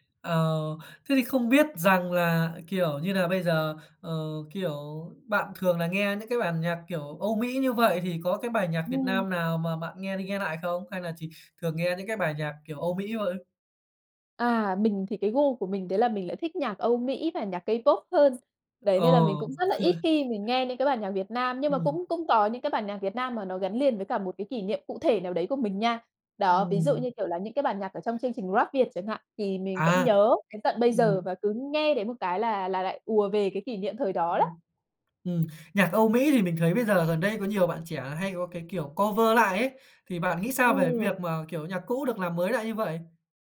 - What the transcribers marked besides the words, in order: tapping; laugh; in English: "cover"
- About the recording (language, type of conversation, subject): Vietnamese, podcast, Bạn có hay nghe lại những bài hát cũ để hoài niệm không, và vì sao?